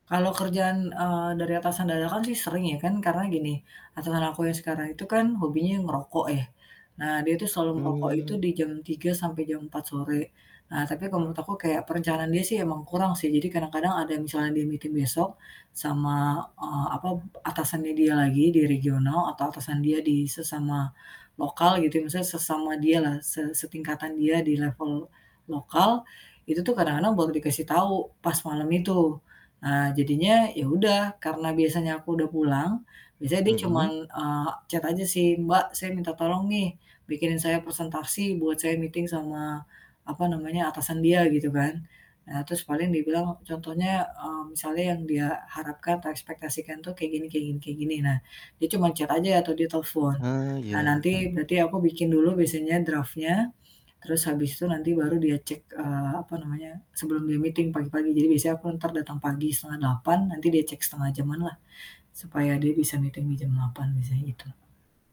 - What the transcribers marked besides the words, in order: static; other background noise; in English: "meeting"; in English: "chat"; in English: "meeting"; in English: "chat"; in English: "meeting"; in English: "meeting"
- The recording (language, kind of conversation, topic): Indonesian, podcast, Bagaimana kamu memisahkan waktu kerja dan waktu santai di rumah?